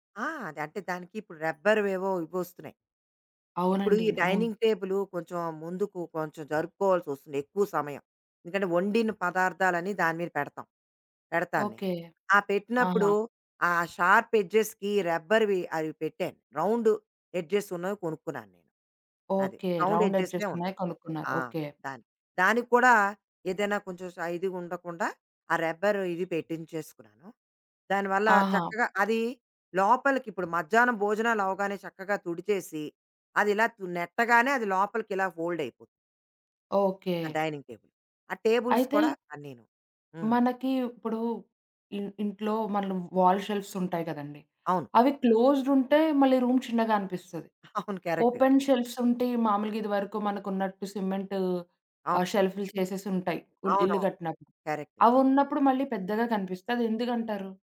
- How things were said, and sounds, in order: in English: "డైనింగ్"; in English: "షార్ప్ ఎడ్జెస్‌కి"; in English: "రౌండ్ ఎడ్జెస్"; in English: "రౌండ్ అడ్జస్ట్"; in English: "రౌండ్ ఎడ్జెస్‌నే"; in English: "ఫోల్డ్"; in English: "డైనింగ్"; in English: "టేబుల్స్"; in English: "వాల్ షెల్ఫ్‌స్"; in English: "క్లోజ్డ్"; in English: "రూమ్"; in English: "ఓపెన్ షెల్ఫ్‌స్"; laughing while speaking: "అవును"; in English: "కరెక్ట్"; in English: "కరెక్ట్"
- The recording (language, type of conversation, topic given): Telugu, podcast, ఒక చిన్న గదిని పెద్దదిగా కనిపించేలా చేయడానికి మీరు ఏ చిట్కాలు పాటిస్తారు?